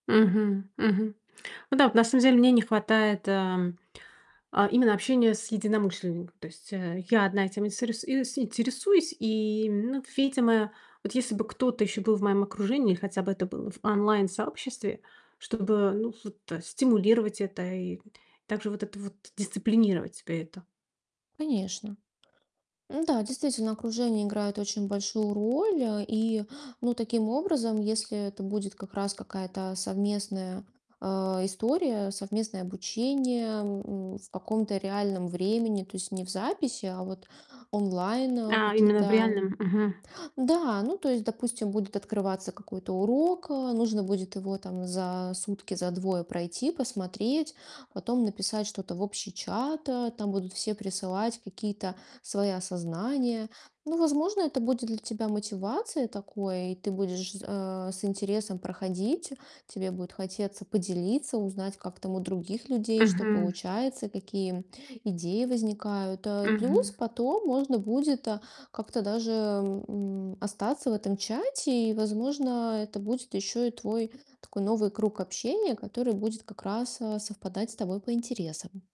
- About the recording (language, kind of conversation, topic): Russian, advice, Как мне найти время для регулярной практики своих навыков?
- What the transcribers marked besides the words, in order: distorted speech; other background noise; tapping